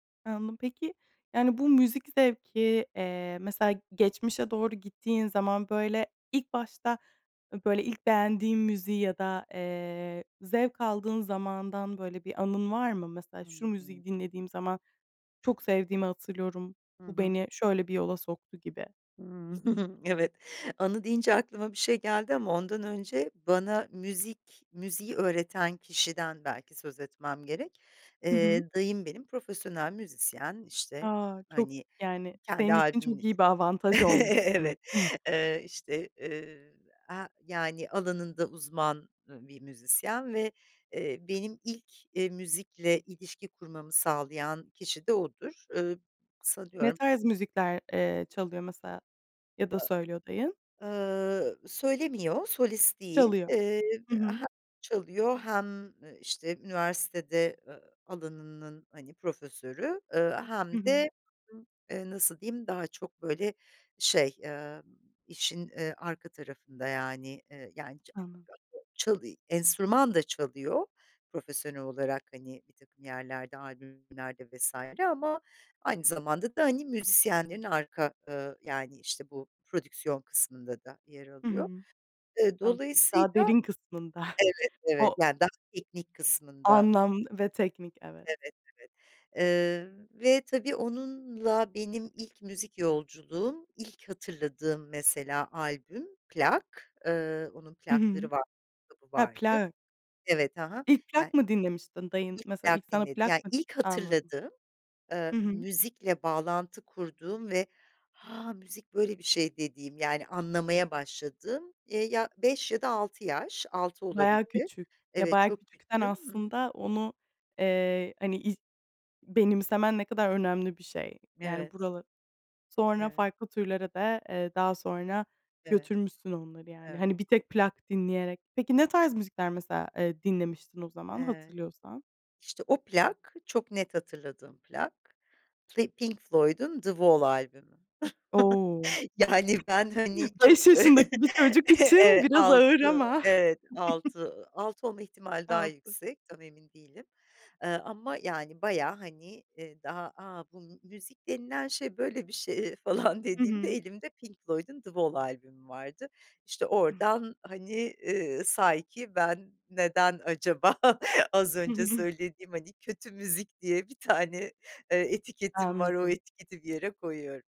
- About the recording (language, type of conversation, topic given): Turkish, podcast, Müzik zevkini en çok kim etkiledi: ailen mi, arkadaşların mı?
- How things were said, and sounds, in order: other background noise; tapping; chuckle; laughing while speaking: "Evet"; chuckle; laughing while speaking: "Evet"; laughing while speaking: "demek ki"; unintelligible speech; unintelligible speech; unintelligible speech; laughing while speaking: "kısmında"; chuckle; laughing while speaking: "beş yaşındaki bir çocuk için biraz ağır ama"; laugh; laughing while speaking: "evet altı, evet altı"; chuckle; laughing while speaking: "falan dediğimde"; laugh